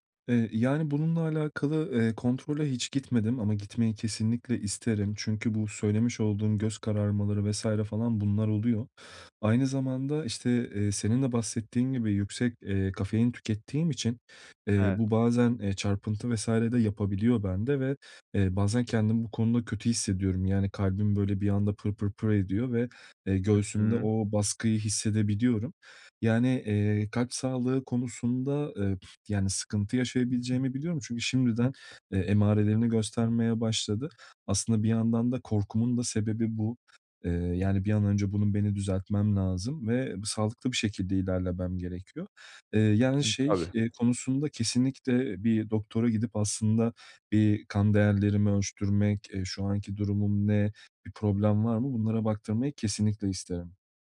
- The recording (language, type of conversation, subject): Turkish, advice, Şeker tüketimini azaltırken duygularımı nasıl daha iyi yönetebilirim?
- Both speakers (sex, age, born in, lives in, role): male, 25-29, Turkey, Bulgaria, advisor; male, 30-34, Turkey, Portugal, user
- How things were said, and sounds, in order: tapping; other background noise; unintelligible speech